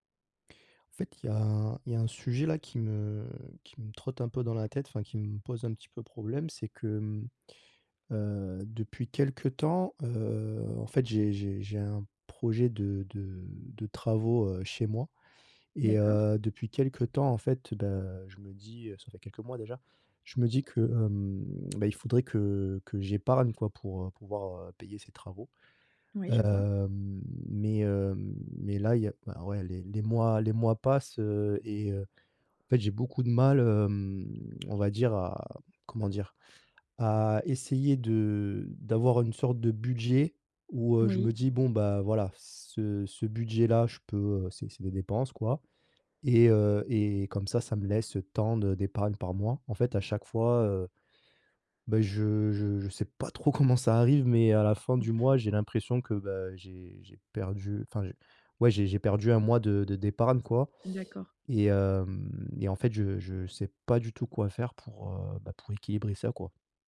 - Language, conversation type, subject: French, advice, Comment puis-je équilibrer mon épargne et mes dépenses chaque mois ?
- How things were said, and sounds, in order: none